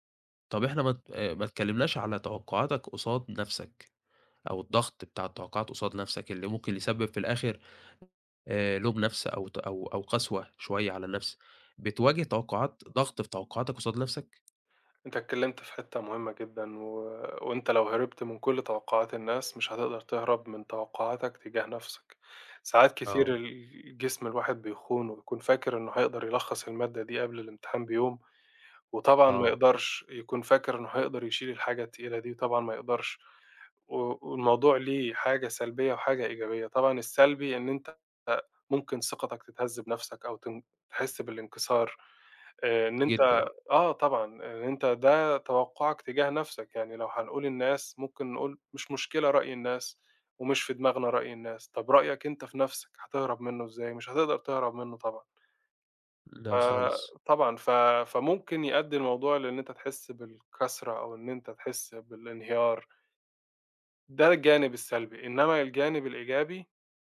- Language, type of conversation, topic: Arabic, podcast, إزاي بتتعامل مع ضغط توقعات الناس منك؟
- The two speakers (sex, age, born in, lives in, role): male, 20-24, Egypt, Egypt, host; male, 25-29, Egypt, Egypt, guest
- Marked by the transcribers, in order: tapping